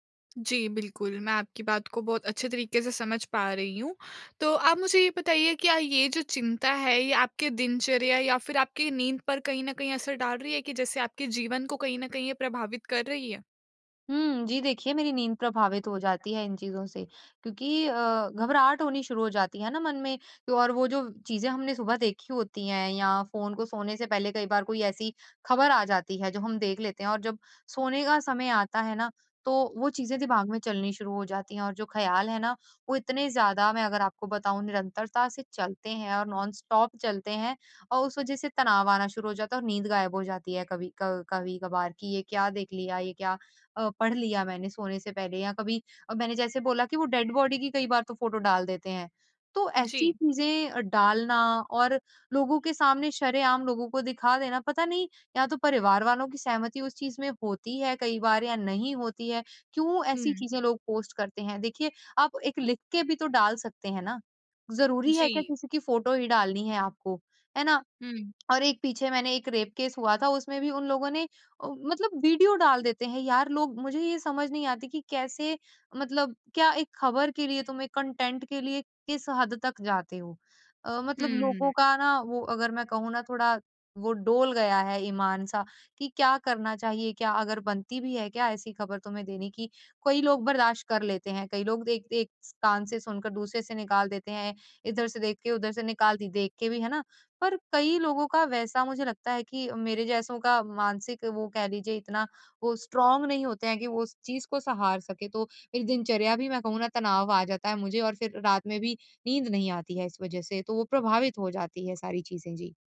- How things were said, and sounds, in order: in English: "नॉनस्टॉप"; in English: "डेड बॉडी"; in English: "रेप केस"; in English: "स्ट्रांग"
- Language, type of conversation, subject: Hindi, advice, दुनिया की खबरों से होने वाली चिंता को मैं कैसे संभालूँ?